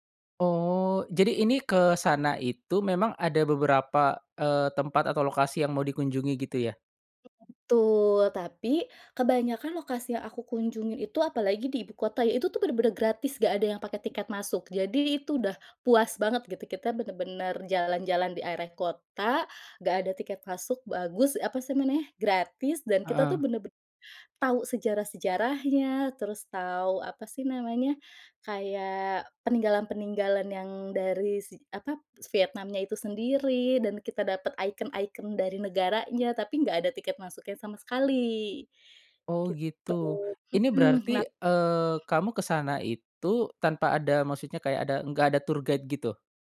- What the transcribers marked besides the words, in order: unintelligible speech; other background noise; in English: "tour guide"
- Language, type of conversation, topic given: Indonesian, podcast, Tips apa yang kamu punya supaya perjalanan tetap hemat, tetapi berkesan?